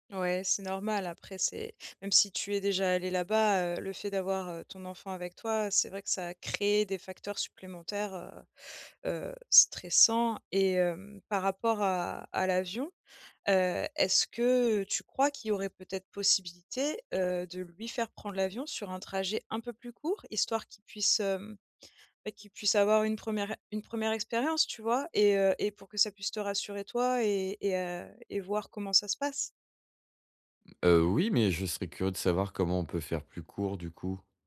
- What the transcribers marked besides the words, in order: stressed: "créé"
- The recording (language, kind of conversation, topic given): French, advice, Comment gérer le stress quand mes voyages tournent mal ?